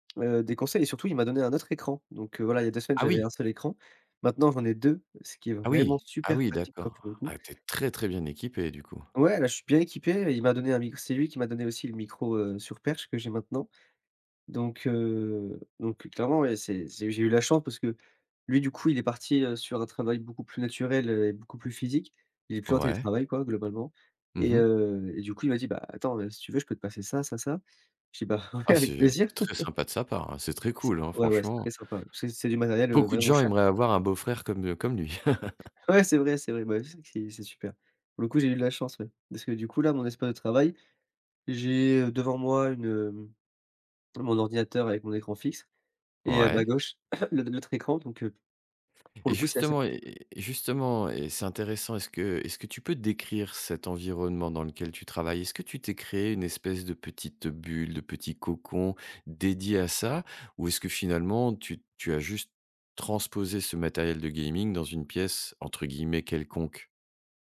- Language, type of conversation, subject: French, podcast, Comment aménages-tu ton espace de travail pour télétravailler au quotidien ?
- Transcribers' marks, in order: laugh; laugh; cough; tapping; stressed: "dédié"